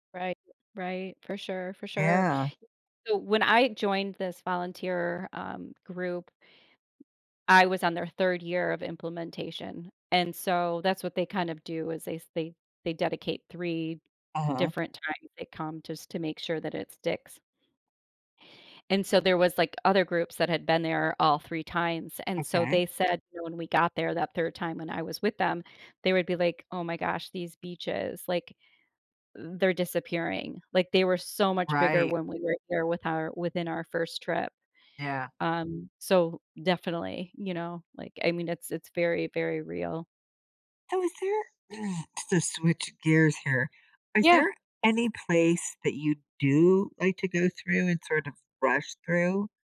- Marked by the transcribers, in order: grunt
- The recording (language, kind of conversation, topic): English, unstructured, Should I explore a city like a local or rush the highlights?
- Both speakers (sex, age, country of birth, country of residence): female, 50-54, United States, United States; female, 55-59, United States, United States